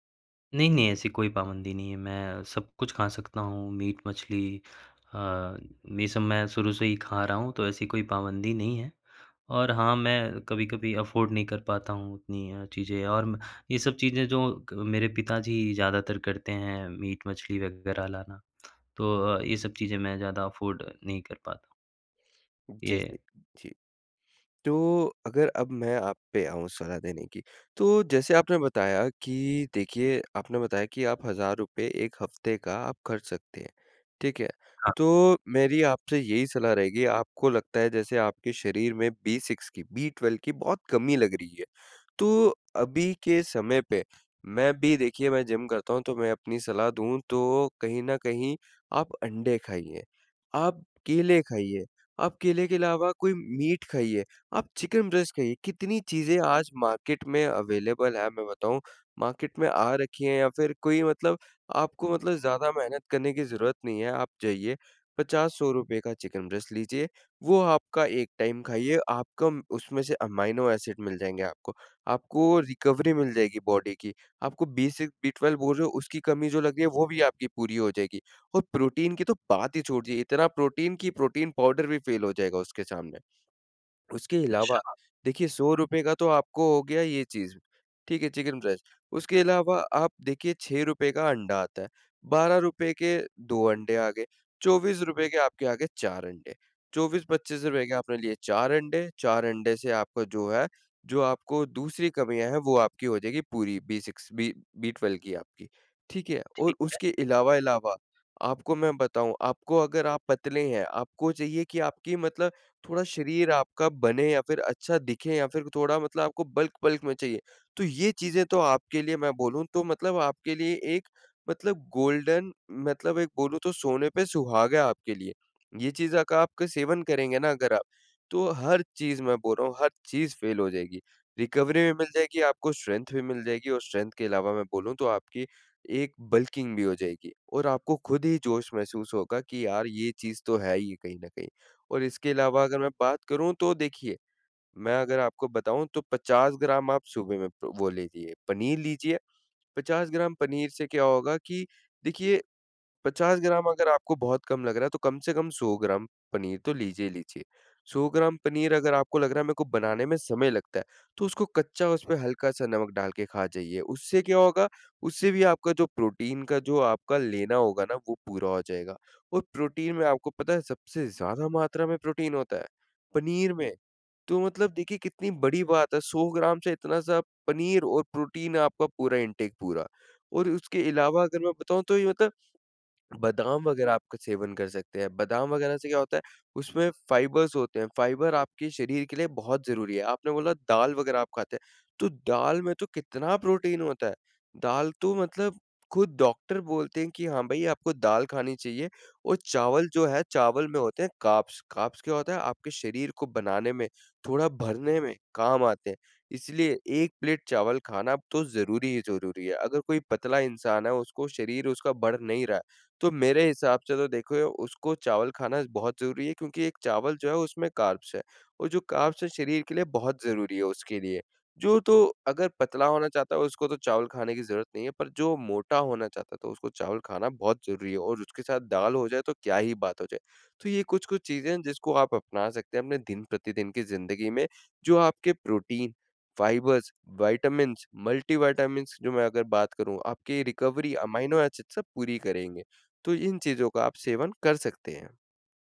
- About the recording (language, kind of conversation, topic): Hindi, advice, कम बजट में पौष्टिक खाना खरीदने और बनाने को लेकर आपकी क्या चिंताएँ हैं?
- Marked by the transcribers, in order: in English: "अफ़ोर्ड"; tapping; lip smack; in English: "अफ़ोर्ड"; in English: "जिम"; in English: "चिकन ब्रेस्ट"; in English: "मार्केट"; in English: "अवेलेबल"; in English: "मार्केट"; in English: "चिकन ब्रेस्ट"; in English: "टाइम"; in English: "रिकवरी"; in English: "बॉडी"; in English: "पाउडर"; in English: "फ़ेल"; in English: "चिकन ब्रेस्ट"; in English: "बल्क-बल्क"; in English: "गोल्डन"; in English: "फ़ेल"; in English: "रिकवरी"; in English: "स्ट्रेंथ"; in English: "स्ट्रेंथ"; in English: "बल्किंग"; in English: "इंटेक"; in English: "फ़ाइबर्स"; in English: "कार्ब्स। कार्ब्स"; in English: "कार्ब्स"; in English: "कार्ब्स"; in English: "फ़ाइबर्स"; in English: "रिकवरी"